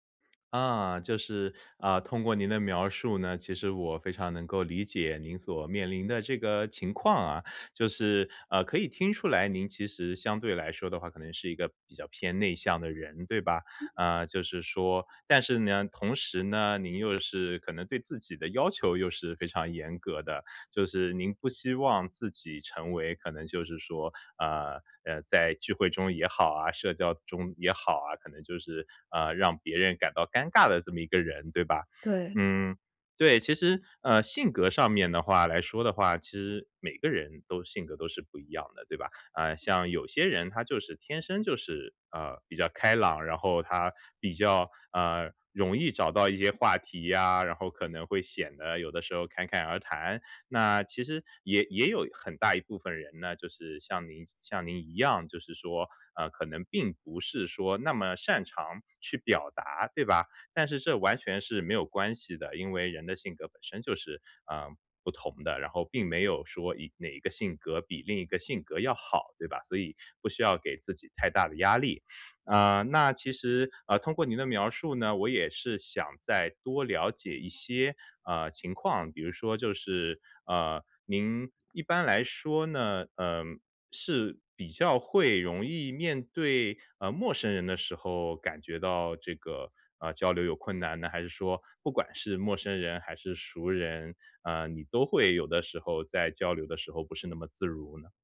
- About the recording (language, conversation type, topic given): Chinese, advice, 我怎样才能在社交中不那么尴尬并增加互动？
- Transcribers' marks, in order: other background noise